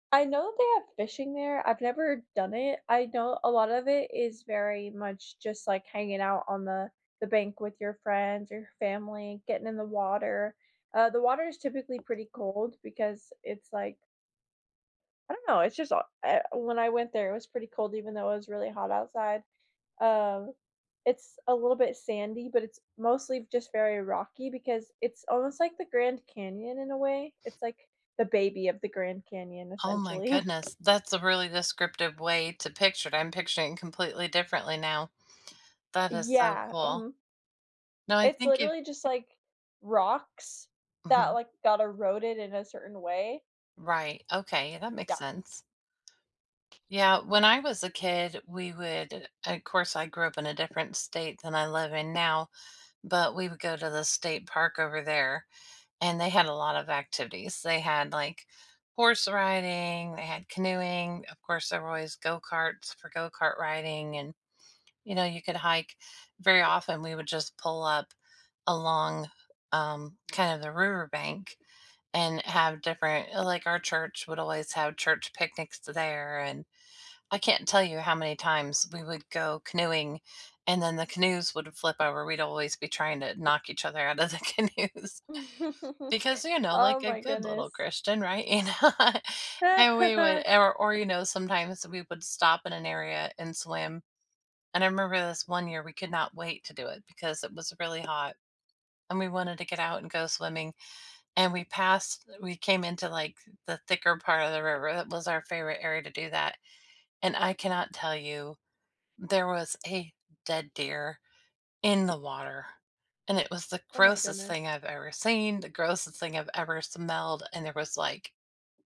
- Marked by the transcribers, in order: other background noise; laughing while speaking: "essentially"; laughing while speaking: "out of the canoes"; giggle; laughing while speaking: "You know?"; laugh
- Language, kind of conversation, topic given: English, unstructured, How do you choose nearby outdoor spots for a quick nature break, and what makes them meaningful to you?